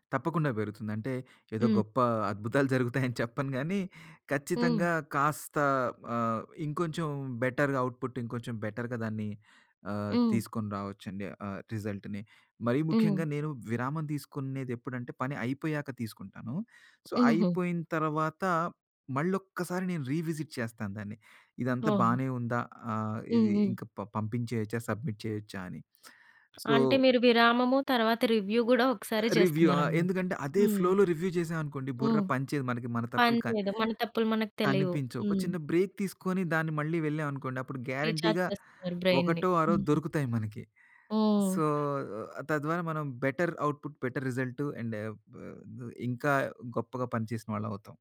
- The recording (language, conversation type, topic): Telugu, podcast, మీరు పని విరామాల్లో శక్తిని ఎలా పునఃసంచయం చేసుకుంటారు?
- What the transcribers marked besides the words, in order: tapping; laughing while speaking: "జరుగుతాయి అని చెప్పను"; in English: "బెటర్‌గా అవుట్‌పుట్"; in English: "బెటర్‌గా"; in English: "రిజల్ట్‌ని"; in English: "సో"; in English: "రీవిజిట్"; in English: "సబ్మిట్"; other background noise; in English: "సో"; in English: "రివ్యూ"; in English: "రివ్యూ"; in English: "ఫ్లోలో రివ్యూ"; in English: "బ్రేక్"; in English: "రీచార్జ్"; in English: "బ్రైన్‌ని"; in English: "గ్యారంటీ‌గా"; in English: "సో"; horn; in English: "బెటర్ట్ అవుట్‌పుట్, బెటర్"; in English: "అండ్"